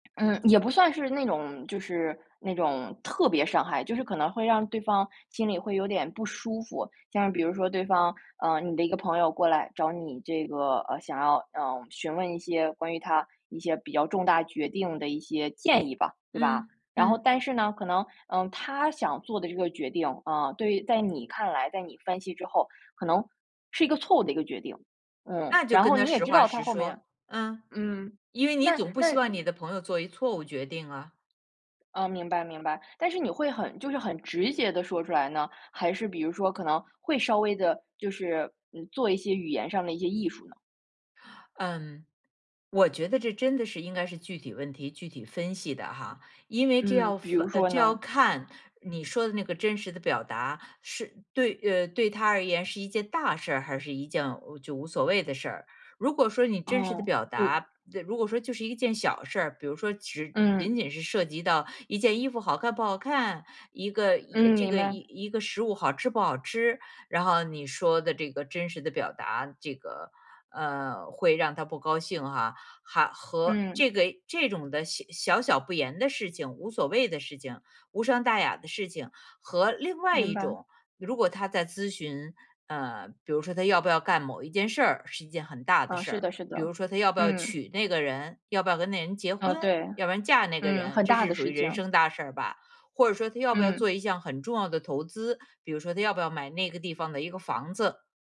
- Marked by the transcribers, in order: tapping
- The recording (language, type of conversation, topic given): Chinese, podcast, 什么样的表达才算是真实的自我表达？